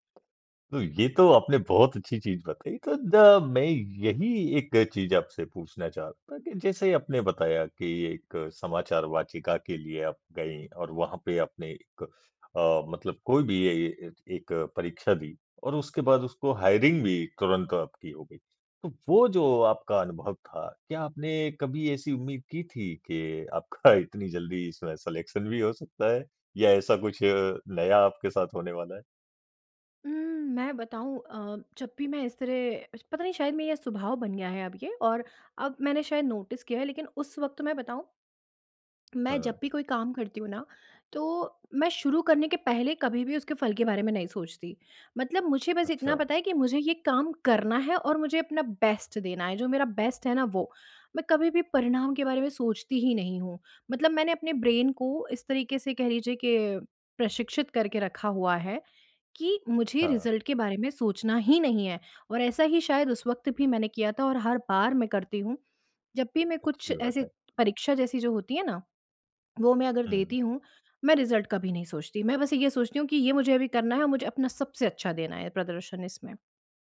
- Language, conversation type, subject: Hindi, podcast, आपका पहला यादगार रचनात्मक अनुभव क्या था?
- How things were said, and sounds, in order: in English: "हायरिंग"; laughing while speaking: "आपका"; in English: "स सिलेक्शन"; in English: "नोटिस"; in English: "बेस्ट"; in English: "बेस्ट"; in English: "ब्रेन"; in English: "रिज़ल्ट"; in English: "रिज़ल्ट"